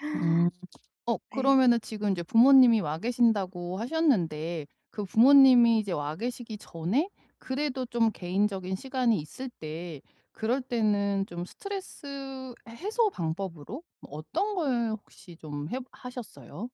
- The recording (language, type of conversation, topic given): Korean, advice, 일상적인 스트레스 속에서 생각에 휘둘리지 않고 마음을 지키려면 어떻게 마음챙김을 실천하면 좋을까요?
- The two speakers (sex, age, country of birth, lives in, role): female, 40-44, South Korea, France, user; female, 45-49, South Korea, United States, advisor
- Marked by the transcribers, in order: other background noise